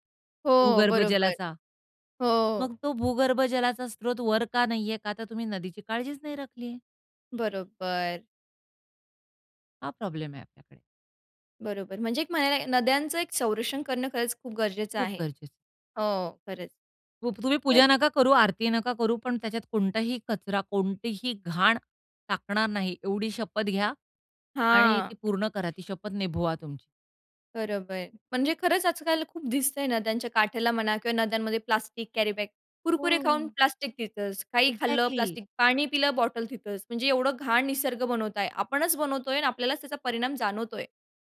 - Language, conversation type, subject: Marathi, podcast, नद्या आणि ओढ्यांचे संरक्षण करण्यासाठी लोकांनी काय करायला हवे?
- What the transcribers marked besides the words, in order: tapping; in English: "एक्झॅक्टली"; other background noise